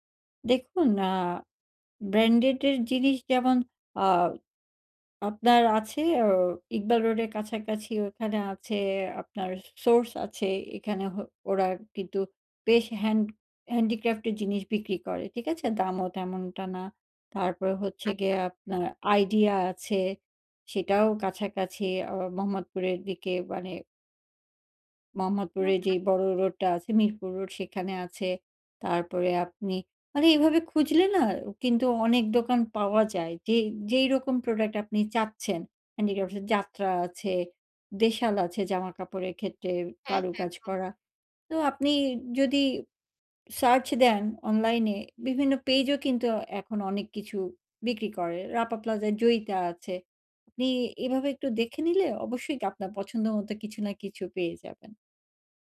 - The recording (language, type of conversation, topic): Bengali, advice, বাজেট সীমায় মানসম্মত কেনাকাটা
- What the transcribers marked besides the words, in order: in English: "হ্যান্ডিক্রাফট"; other background noise; in English: "হ্যান্ডিক্রাফ"; tapping